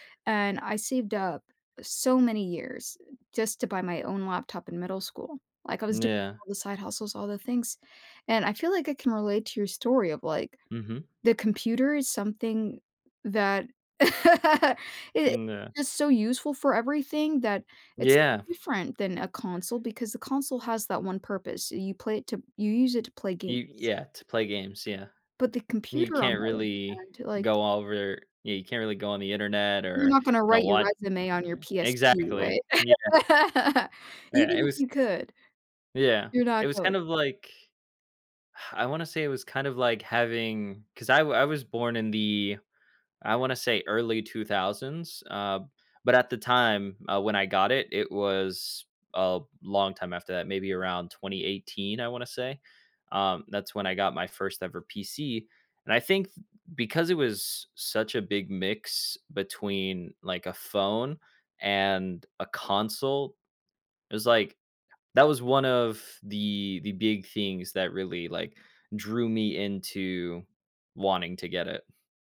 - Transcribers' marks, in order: laugh; other background noise; laugh; exhale; other noise
- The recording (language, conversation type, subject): English, unstructured, Which hobby should I try to help me relax?